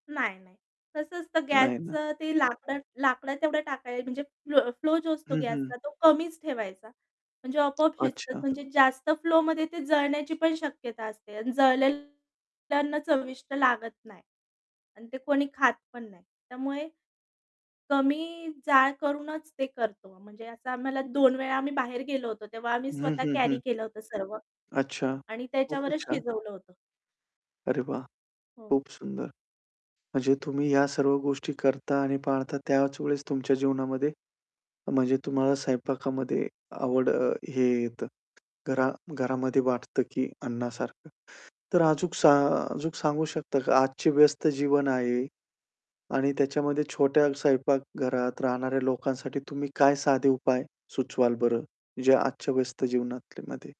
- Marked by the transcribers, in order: other background noise; distorted speech; static; tapping; "अजून" said as "अजूक"; "अजून" said as "अजूक"; "जीवनामध्ये" said as "जीवनातलेमध्ये"
- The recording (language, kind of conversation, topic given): Marathi, podcast, स्वयंपाकघरातील कोणता पदार्थ तुम्हाला घरासारखं वाटायला लावतो?